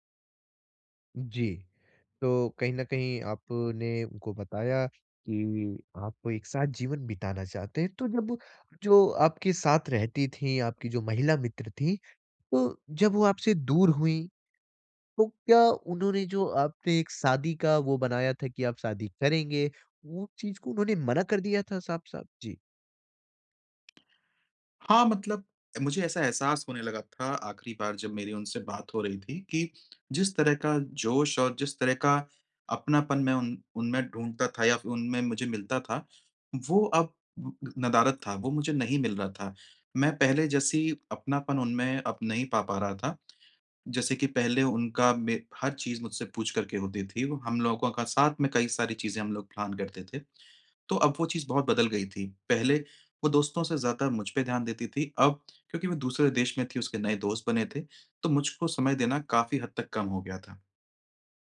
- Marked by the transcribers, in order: tapping; in English: "प्लान"
- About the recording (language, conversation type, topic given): Hindi, advice, रिश्ता टूटने के बाद अस्थिर भावनाओं का सामना मैं कैसे करूँ?